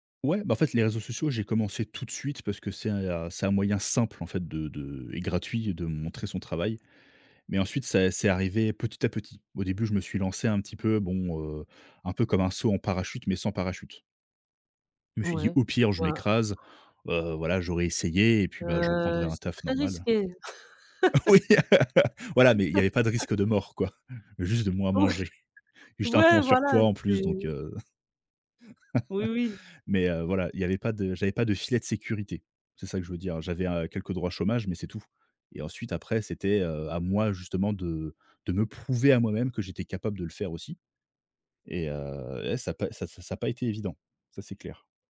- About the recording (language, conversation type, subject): French, podcast, Comment concilies-tu ta passion et la nécessité de gagner ta vie ?
- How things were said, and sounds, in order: other background noise; laughing while speaking: "Oui"; laugh; chuckle; laughing while speaking: "Ou"; joyful: "ouais, voilà, c'est"; laugh; stressed: "prouver"